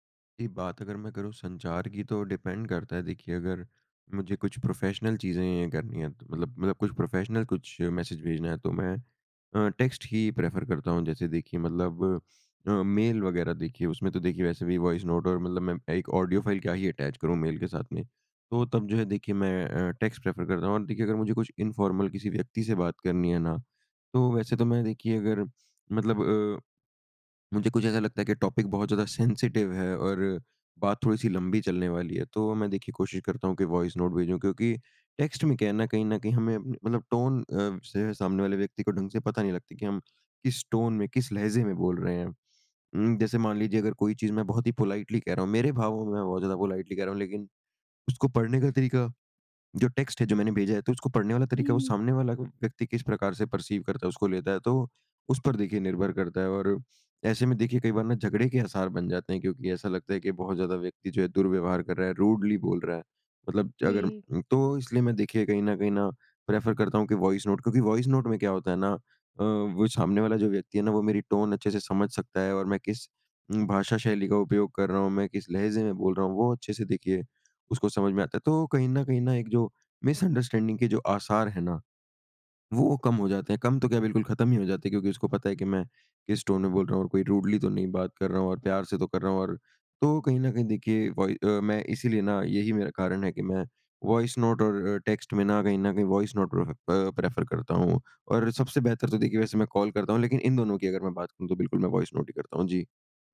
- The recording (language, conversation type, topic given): Hindi, podcast, आप आवाज़ संदेश और लिखित संदेश में से किसे पसंद करते हैं, और क्यों?
- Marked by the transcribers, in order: in English: "डिपेंड"; in English: "प्रोफेशनल"; in English: "प्रोफेशनल"; in English: "मैसेज"; in English: "टेक्स्ट"; in English: "प्रेफर"; in English: "ऑडियो फाइल"; in English: "अटैच"; in English: "टेक्स्ट प्रेफर"; in English: "इनफ़ॉर्मल"; in English: "टॉपिक"; in English: "सेंसिटिव"; in English: "टेक्स्ट"; in English: "टोन"; in English: "टोन"; in English: "पोलाइटली"; in English: "पोलाइटली"; in English: "टेक्स्ट"; in English: "परसीव"; in English: "रूडली"; in English: "प्रेफर"; in English: "टोन"; in English: "मिसअंडरस्टैंडिंग"; in English: "टोन"; in English: "रूडली"; in English: "टेक्स्ट"; in English: "वॉइस नोट प्रेफ"; in English: "प्रेफ़र"; in English: "कॉल"